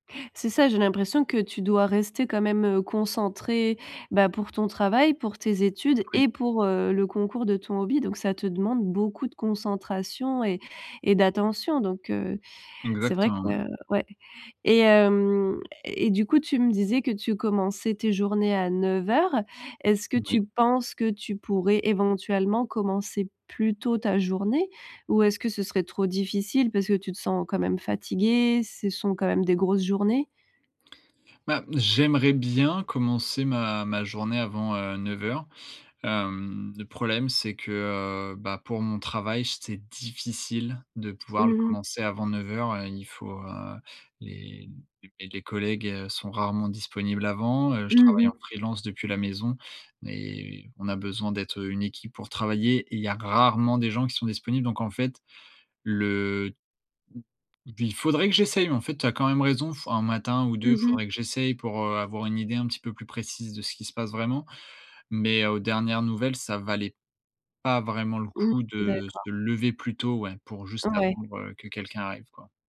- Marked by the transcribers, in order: other background noise
- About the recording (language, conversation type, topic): French, advice, Comment faire pour gérer trop de tâches et pas assez d’heures dans la journée ?